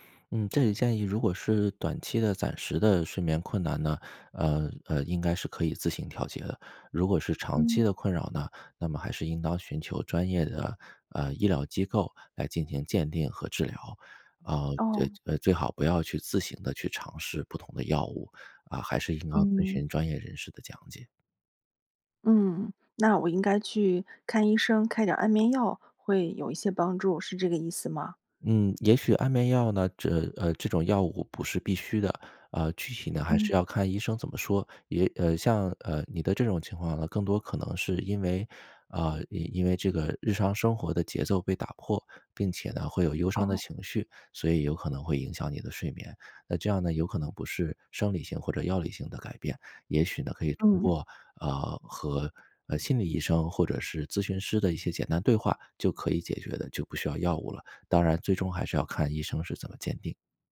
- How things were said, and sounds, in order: none
- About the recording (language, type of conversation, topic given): Chinese, advice, 伴侣分手后，如何重建你的日常生活？